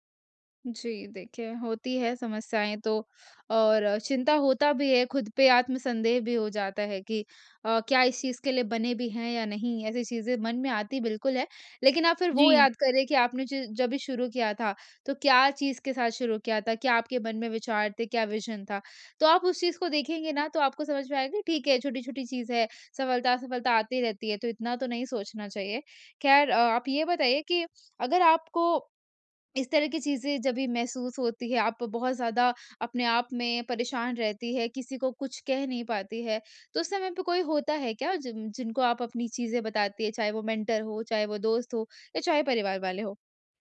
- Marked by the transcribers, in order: in English: "विज़न"; in English: "मेंटर"
- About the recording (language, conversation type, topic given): Hindi, advice, असफलता का डर और आत्म-संदेह